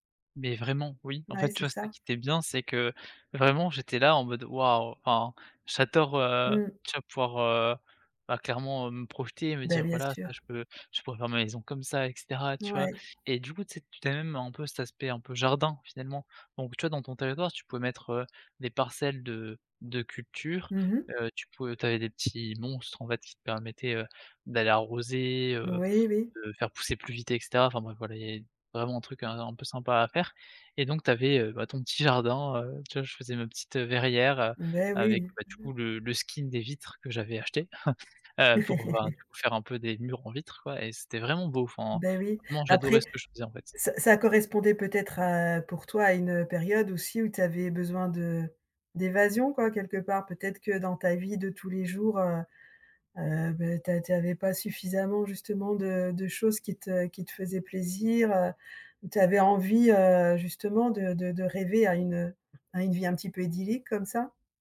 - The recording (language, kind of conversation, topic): French, advice, Comment te sens-tu après avoir fait des achats dont tu n’avais pas besoin ?
- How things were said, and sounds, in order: in English: "skin"; tapping; chuckle